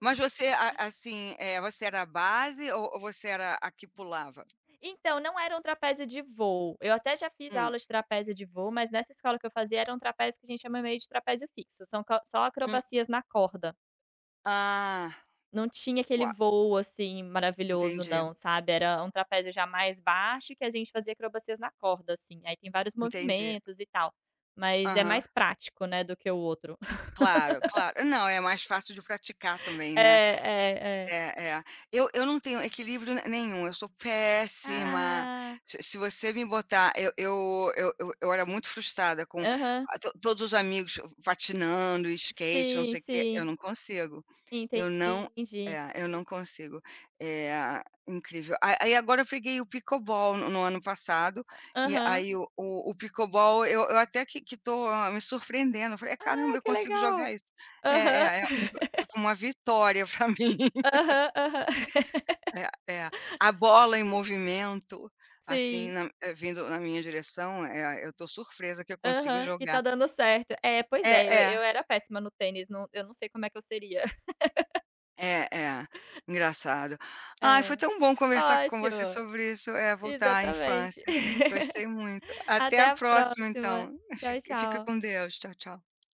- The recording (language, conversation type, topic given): Portuguese, unstructured, Qual é a primeira lembrança que vem à sua mente quando você pensa na infância?
- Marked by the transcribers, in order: tapping; other background noise; laugh; in English: "pickleball"; in English: "pickleball"; laugh; laugh; laugh; chuckle